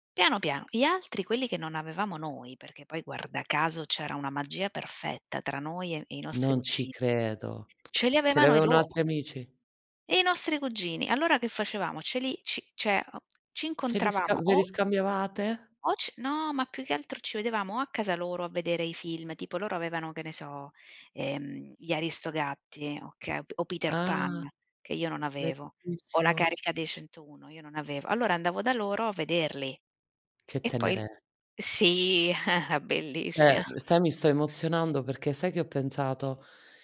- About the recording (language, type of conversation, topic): Italian, unstructured, Qual è un ricordo d’infanzia che ti fa sorridere?
- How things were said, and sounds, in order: surprised: "Non ci credo"; lip smack; "cioè" said as "ceh"; drawn out: "no"; drawn out: "Ah"; drawn out: "sì"; chuckle